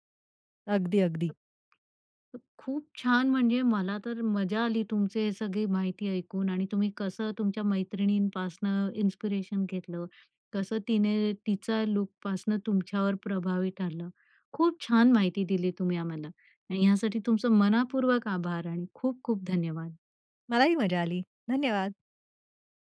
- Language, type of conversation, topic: Marathi, podcast, मित्रमंडळींपैकी कोणाचा पेहरावाचा ढंग तुला सर्वात जास्त प्रेरित करतो?
- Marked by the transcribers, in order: other background noise; other noise; tapping